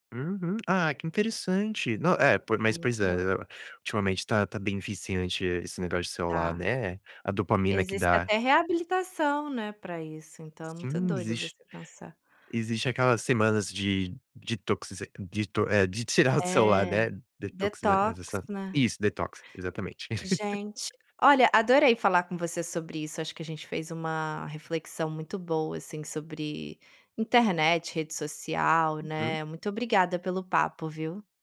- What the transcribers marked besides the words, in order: other noise; in English: "Detox"; unintelligible speech; in English: "detox"; laugh
- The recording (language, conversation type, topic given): Portuguese, podcast, Como você evita passar tempo demais nas redes sociais?